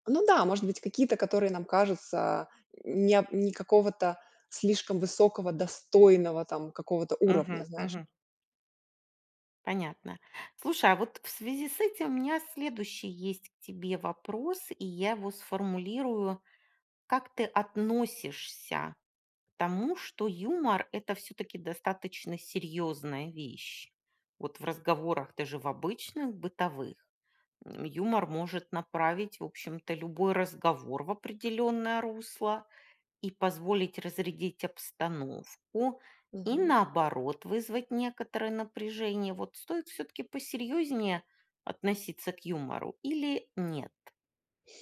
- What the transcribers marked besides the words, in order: none
- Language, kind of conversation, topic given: Russian, podcast, Как вы используете юмор в разговорах?